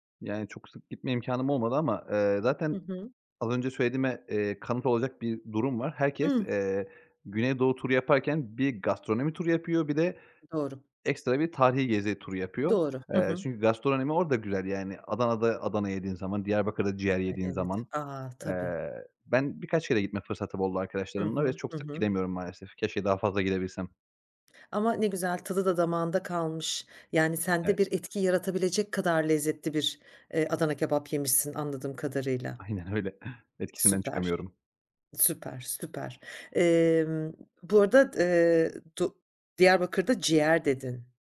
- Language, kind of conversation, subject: Turkish, podcast, En sevdiğin ev yemeği hangisi?
- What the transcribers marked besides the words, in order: other background noise; laughing while speaking: "Aynen öyle"